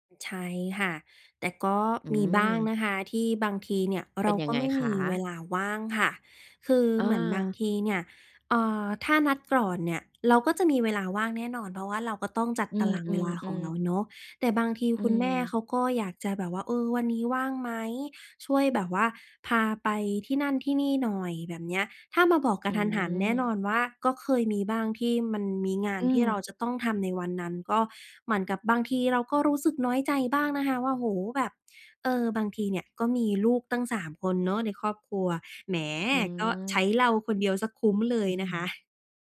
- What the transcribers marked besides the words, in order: none
- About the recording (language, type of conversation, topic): Thai, podcast, จะจัดสมดุลงานกับครอบครัวอย่างไรให้ลงตัว?